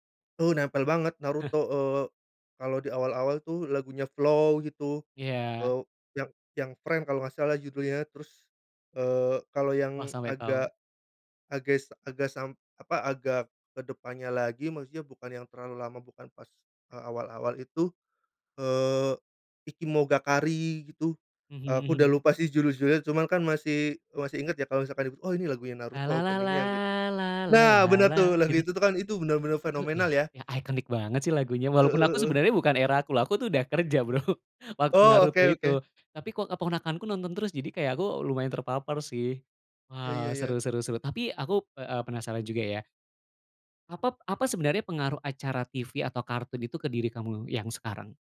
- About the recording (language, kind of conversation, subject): Indonesian, podcast, Apa acara televisi atau kartun favoritmu waktu kecil, dan kenapa kamu suka?
- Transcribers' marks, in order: chuckle; "Ikimonogakari" said as "ikimogakari"; in English: "opening-nya"; humming a tune; laughing while speaking: "Bro"